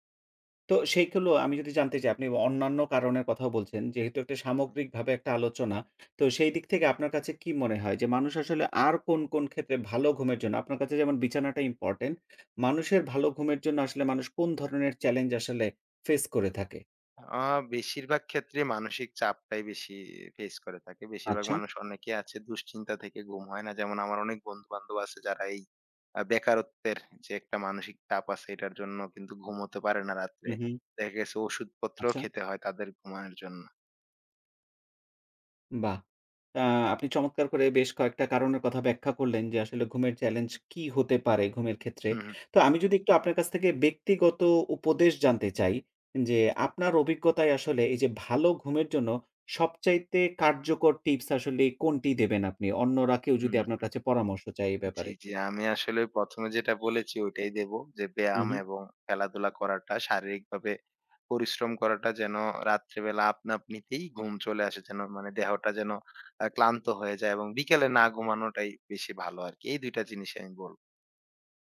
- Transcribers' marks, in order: "সেইগুলো" said as "সেইকুলো"; lip smack; horn
- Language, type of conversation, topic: Bengali, podcast, ভালো ঘুমের জন্য আপনার সহজ টিপসগুলো কী?